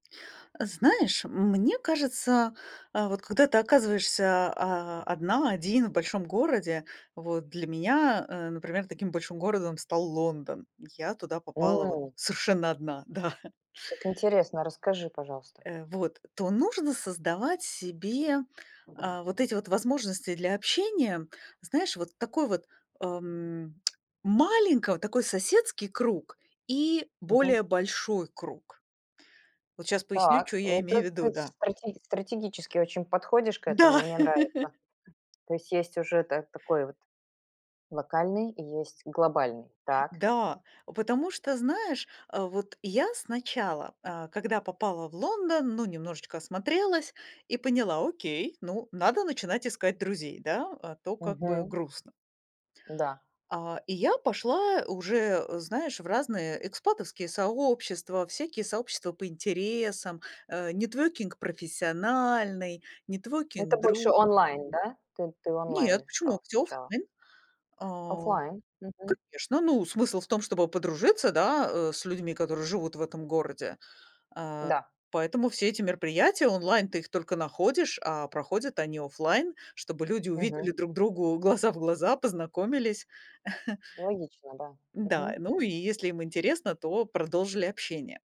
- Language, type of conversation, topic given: Russian, podcast, Как справляться с одиночеством в большом городе?
- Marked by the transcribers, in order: tapping; other background noise; laugh; other noise; in English: "networking"; in English: "networking"; chuckle